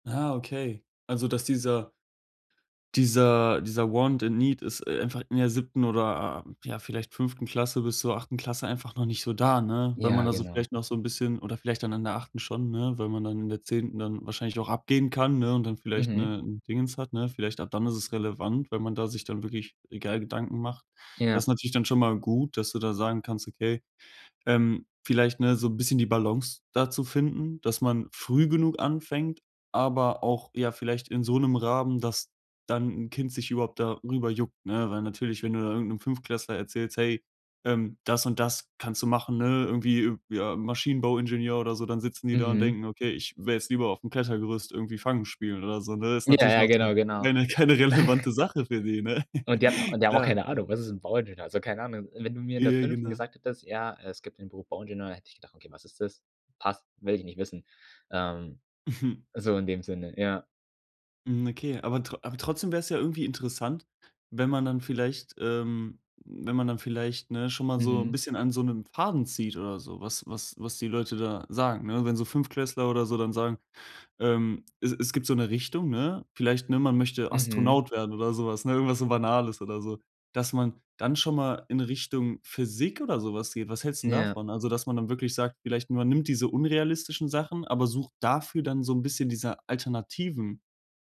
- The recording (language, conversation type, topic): German, podcast, Wie sollte Berufsorientierung in der Schule ablaufen?
- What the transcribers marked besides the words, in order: in English: "want and need"; chuckle; laughing while speaking: "keine relevante"; chuckle; chuckle; stressed: "dafür"